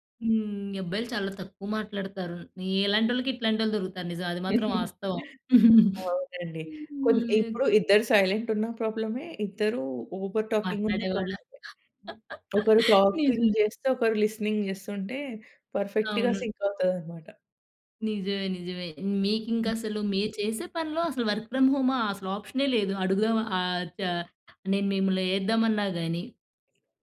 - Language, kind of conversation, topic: Telugu, podcast, పని తర్వాత విశ్రాంతి పొందడానికి మీరు సాధారణంగా ఏమి చేస్తారు?
- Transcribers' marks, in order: giggle; in English: "సైలెంట్"; in English: "ఓవర్‌టాకింగ్"; tapping; in English: "టాకింగ్"; laugh; in English: "లిసెనింగ్"; in English: "పర్ఫెక్ట్‌గా సింక్"; other noise; other background noise; in English: "వర్క్ ఫ్రమ్ హోమ్"